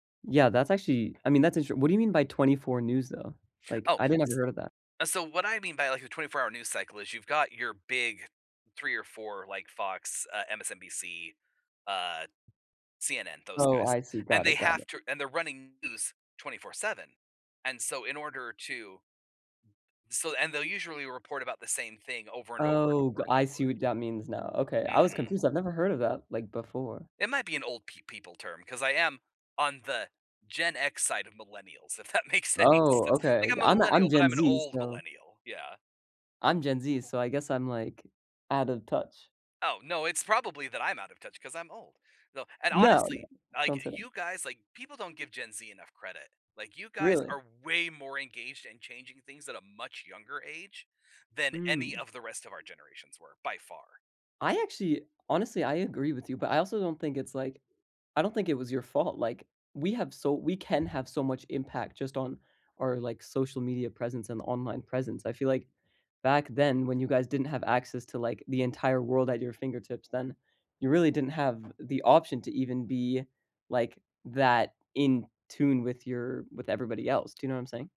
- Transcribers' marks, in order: other background noise; laughing while speaking: "if that makes any sense"; stressed: "way"
- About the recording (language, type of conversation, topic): English, unstructured, What impact does local news have on your community?
- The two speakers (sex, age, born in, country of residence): male, 18-19, United States, United States; male, 40-44, United States, United States